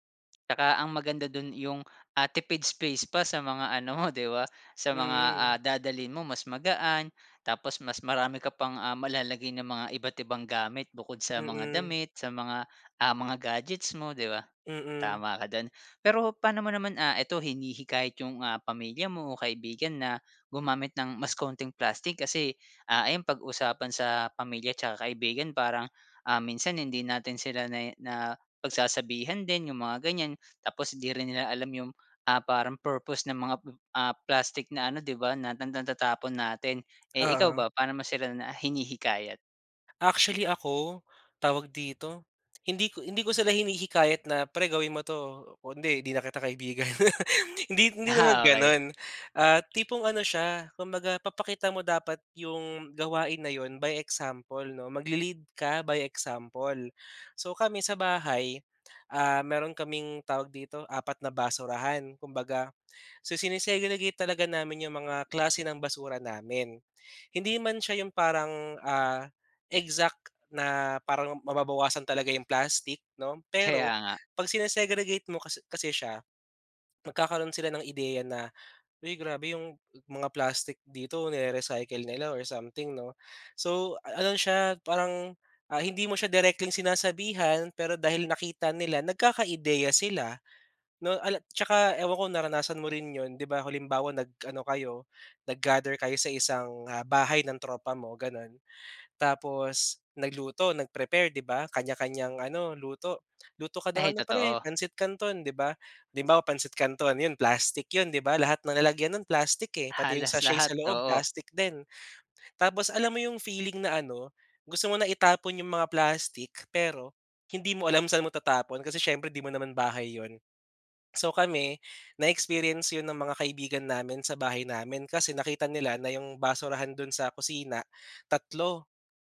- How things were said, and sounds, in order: laughing while speaking: "ano mo"; lip smack; laugh; laughing while speaking: "Hindi, hindi naman ganun"; tapping; other background noise
- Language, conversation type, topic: Filipino, podcast, Ano ang simpleng paraan para bawasan ang paggamit ng plastik sa araw-araw?